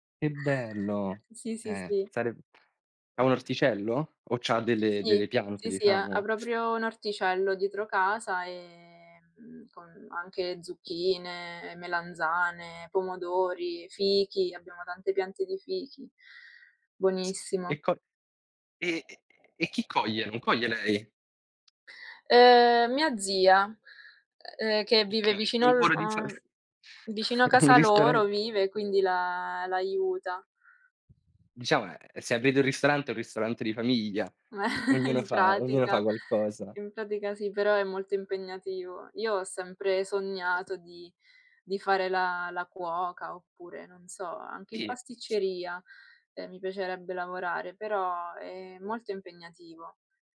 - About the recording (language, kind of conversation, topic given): Italian, unstructured, Qual è il piatto che ti fa sentire a casa?
- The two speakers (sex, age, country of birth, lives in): female, 20-24, Italy, Italy; male, 20-24, Italy, Italy
- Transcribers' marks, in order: other background noise; tapping; chuckle; chuckle